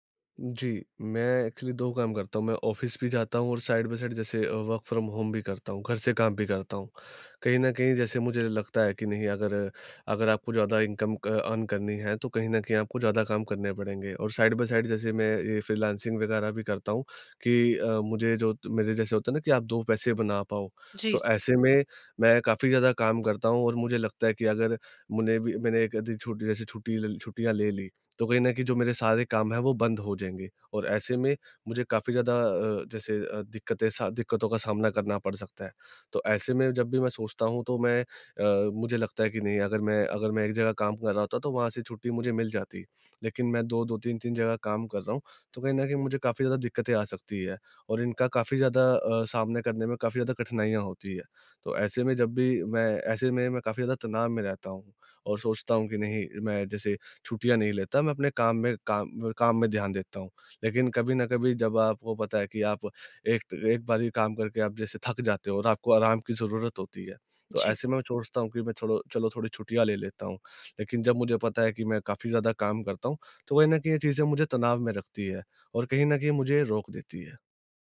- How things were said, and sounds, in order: in English: "एक्चुअली"; in English: "ऑफ़िस"; in English: "साइड बाई साइड"; in English: "वर्क़ फ़्रॉम होम"; in English: "इनकम"; in English: "अर्न"; in English: "साइड बाई साइड"; "सोचता" said as "चोचता"
- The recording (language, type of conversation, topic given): Hindi, advice, मैं छुट्टियों में यात्रा की योजना बनाते समय तनाव कैसे कम करूँ?